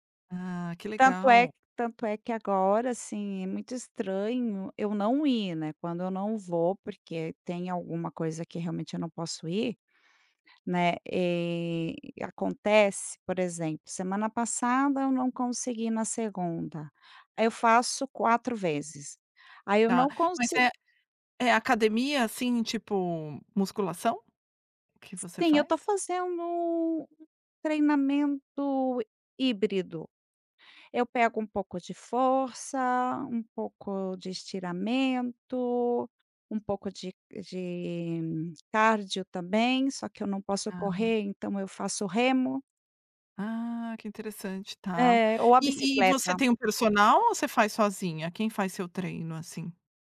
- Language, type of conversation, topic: Portuguese, podcast, Me conta um hábito que te ajuda a aliviar o estresse?
- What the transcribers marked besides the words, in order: tapping